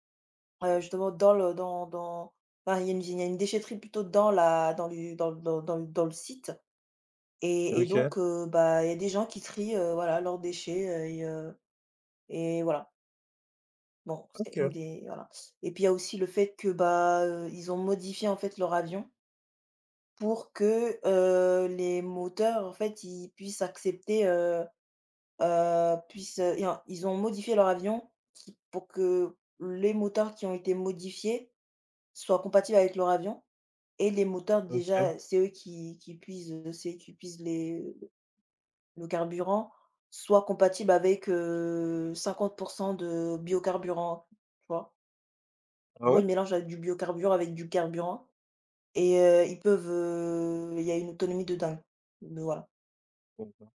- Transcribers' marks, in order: stressed: "dans"; other background noise; drawn out: "heu"
- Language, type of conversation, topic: French, unstructured, Pourquoi certaines entreprises refusent-elles de changer leurs pratiques polluantes ?